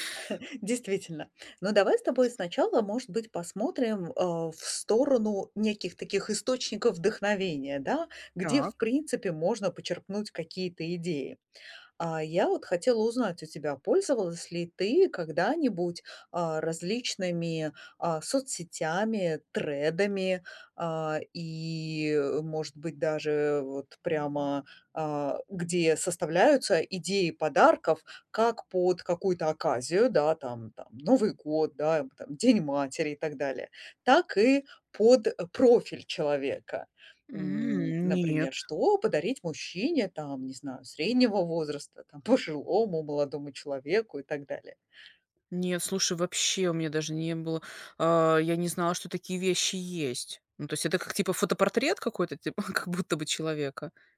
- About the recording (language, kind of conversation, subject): Russian, advice, Где искать идеи для оригинального подарка другу и на что ориентироваться при выборе?
- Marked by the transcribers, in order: chuckle; tapping; background speech; other background noise; chuckle